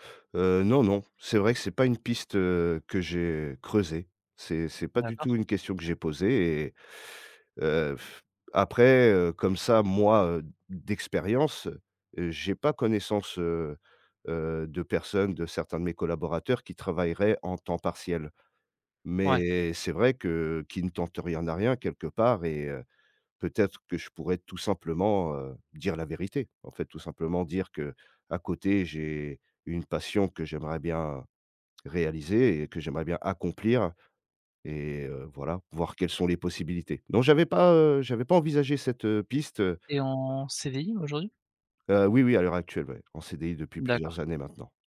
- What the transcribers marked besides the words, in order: blowing
- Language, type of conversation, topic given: French, advice, Comment surmonter une indécision paralysante et la peur de faire le mauvais choix ?